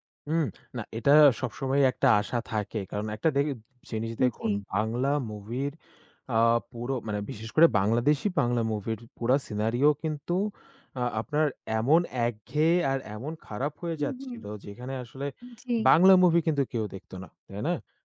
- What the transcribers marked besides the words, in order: in English: "scenario"
- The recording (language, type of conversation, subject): Bengali, unstructured, সিনেমায় কোন চরিত্রের ভাগ্য আপনাকে সবচেয়ে বেশি কষ্ট দিয়েছে?